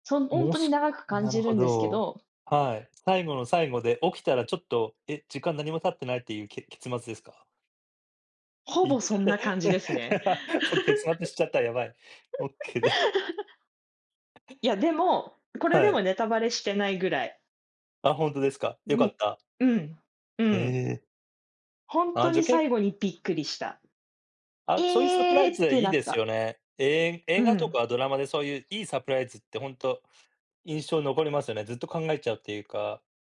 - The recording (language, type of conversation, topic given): Japanese, unstructured, 今までに観た映画の中で、特に驚いた展開は何ですか？
- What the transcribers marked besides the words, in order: other background noise; chuckle; chuckle; tapping